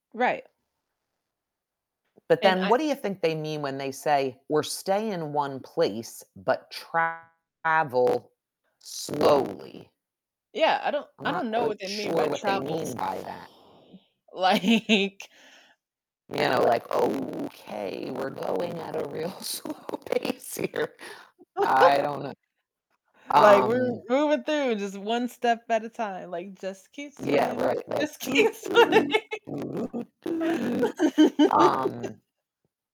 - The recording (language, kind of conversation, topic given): English, unstructured, How does the way we travel affect the depth of our experiences and connections with places and people?
- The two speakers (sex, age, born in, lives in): female, 20-24, United States, United States; female, 55-59, United States, United States
- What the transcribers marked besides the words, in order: tapping; other background noise; distorted speech; static; unintelligible speech; laughing while speaking: "like"; laughing while speaking: "slow pace here"; laugh; singing: "Just keep swimming"; laughing while speaking: "keep swimming"; humming a tune; laugh